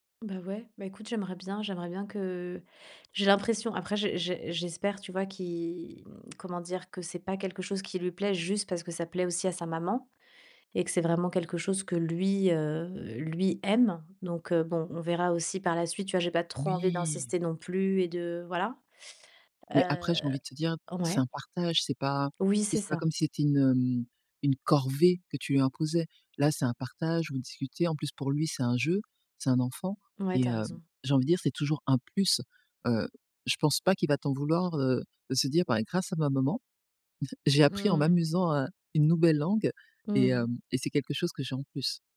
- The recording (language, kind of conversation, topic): French, podcast, Comment les voyages et tes découvertes ont-ils influencé ton style ?
- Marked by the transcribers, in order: stressed: "juste"; stressed: "aime"; stressed: "corvée"; chuckle